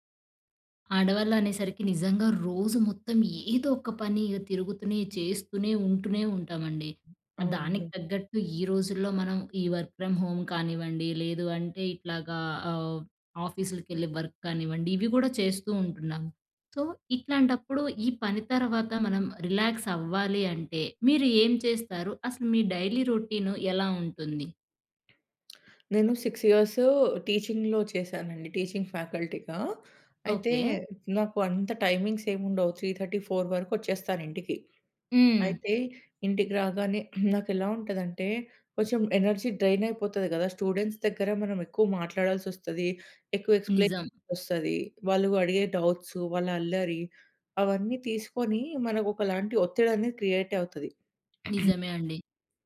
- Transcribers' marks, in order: other noise; in English: "వర్క్ ఫ్రమ్ హోమ్"; in English: "వర్క్"; in English: "సో"; in English: "రిలాక్స్"; in English: "డైలీ రొటీన్"; tapping; in English: "సిక్స్ ఇయర్స్ టీచింగ్‌లో"; in English: "టీచింగ్ ఫ్యాకల్టీగా"; in English: "టైమింగ్స్"; in English: "త్రీ థర్టీ ఫోర్"; in English: "ఎనర్జీ డ్రైన్"; in English: "స్టూడెంట్స్"; in English: "ఎక్స్‌ప్లెయిన్"; in English: "క్రియేట్"; throat clearing
- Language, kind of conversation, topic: Telugu, podcast, పని తర్వాత విశ్రాంతి పొందడానికి మీరు సాధారణంగా ఏమి చేస్తారు?